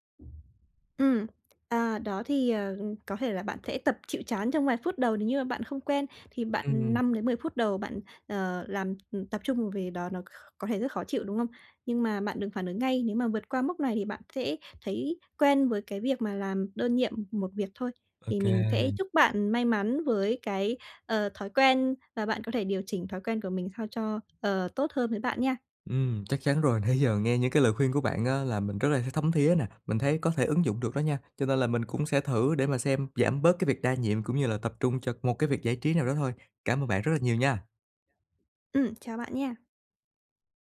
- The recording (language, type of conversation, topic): Vietnamese, advice, Làm thế nào để tránh bị xao nhãng khi đang thư giãn, giải trí?
- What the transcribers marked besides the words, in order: other background noise; tapping; laughing while speaking: "Nãy giờ"